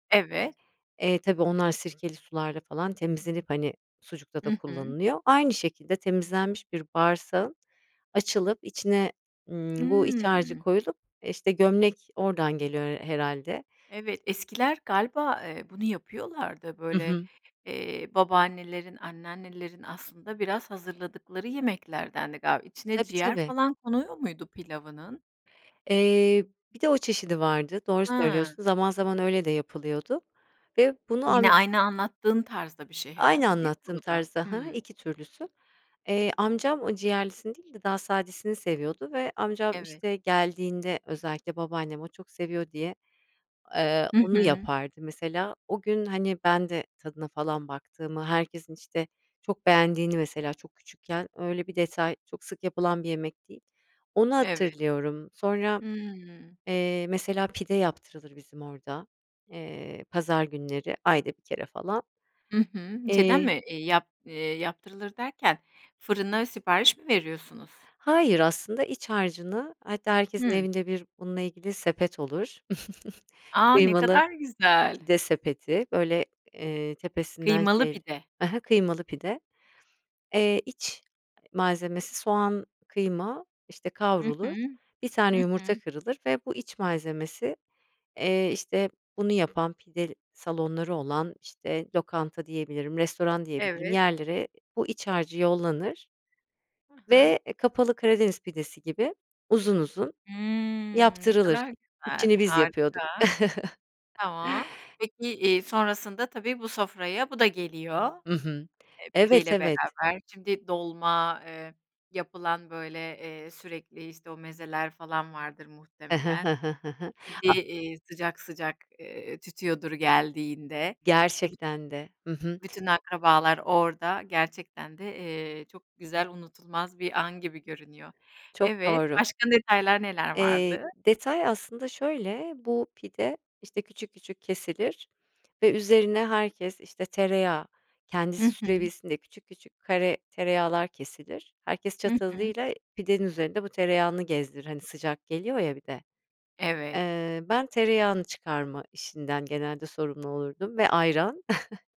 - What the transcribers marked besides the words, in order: other background noise; tapping; chuckle; chuckle; chuckle
- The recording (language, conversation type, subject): Turkish, podcast, Sevdiklerinizle yemek paylaşmanın sizin için anlamı nedir?
- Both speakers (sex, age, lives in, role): female, 40-44, Spain, guest; female, 40-44, Spain, host